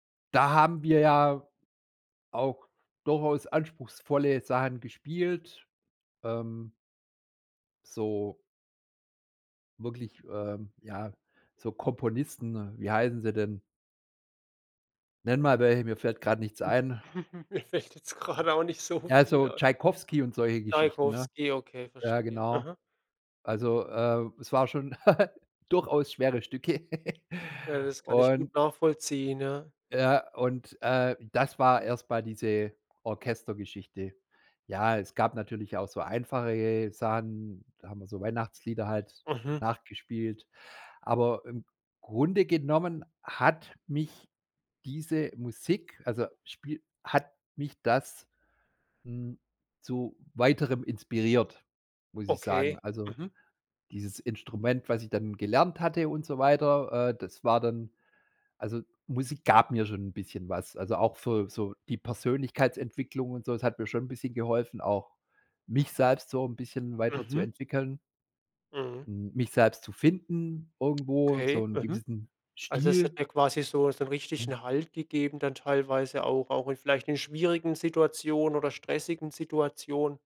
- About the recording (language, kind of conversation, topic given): German, podcast, Welche Rolle spielt Musik in deinen Erinnerungen?
- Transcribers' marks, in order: chuckle; laughing while speaking: "Mir fällt jetzt gerade auch nicht so viel ein"; other background noise; giggle; giggle; stressed: "schwierigen"